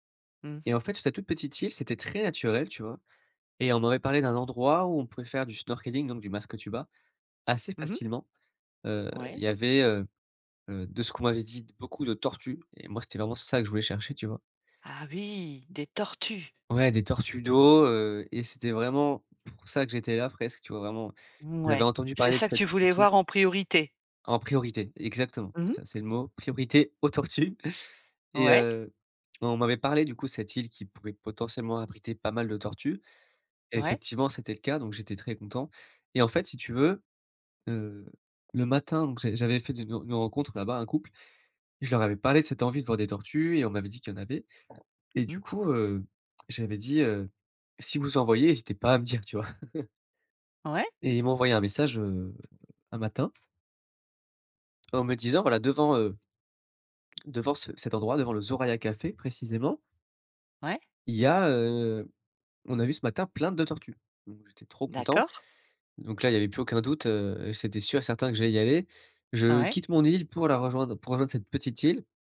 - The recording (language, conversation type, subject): French, podcast, Raconte une séance où tu as complètement perdu la notion du temps ?
- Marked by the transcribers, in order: in English: "snorkeling"; chuckle; tapping; chuckle